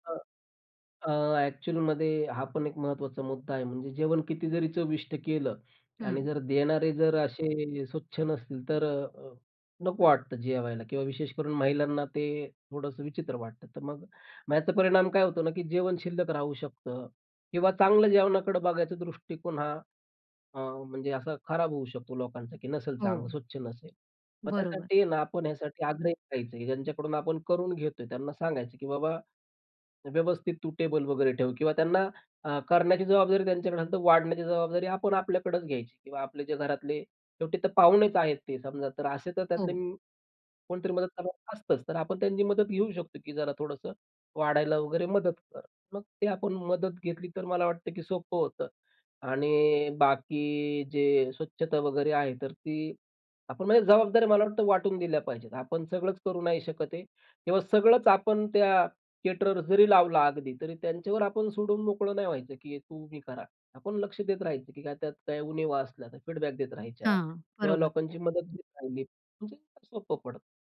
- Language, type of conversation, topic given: Marathi, podcast, बजेटमध्ये मोठ्या गटाला कसे खायला घालाल?
- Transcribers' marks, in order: other background noise; in English: "केटरर्स"; in English: "फीडबॅक"